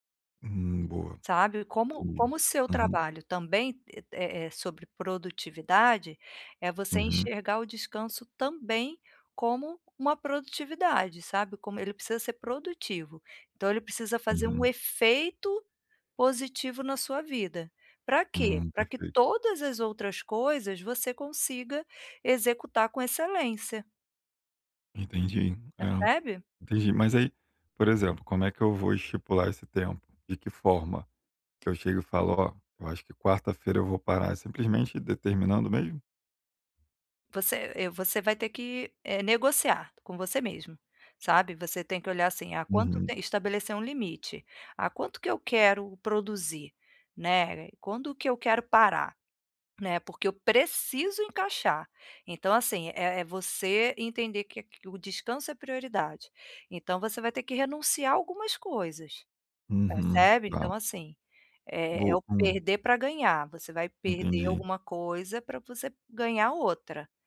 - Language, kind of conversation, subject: Portuguese, advice, Como posso criar uma rotina calma para descansar em casa?
- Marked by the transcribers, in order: tapping